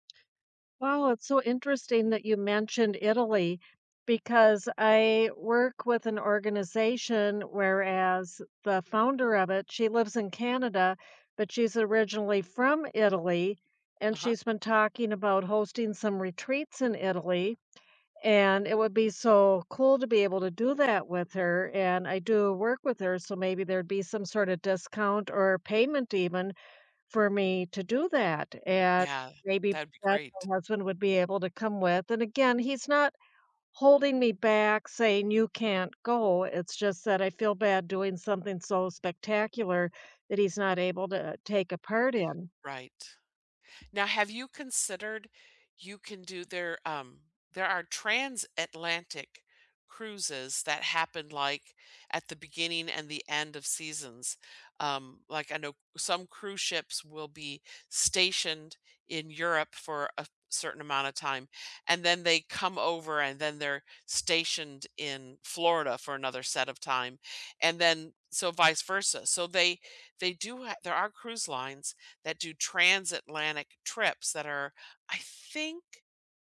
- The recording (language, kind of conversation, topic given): English, unstructured, What dreams do you hope to achieve in the next five years?
- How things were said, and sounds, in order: unintelligible speech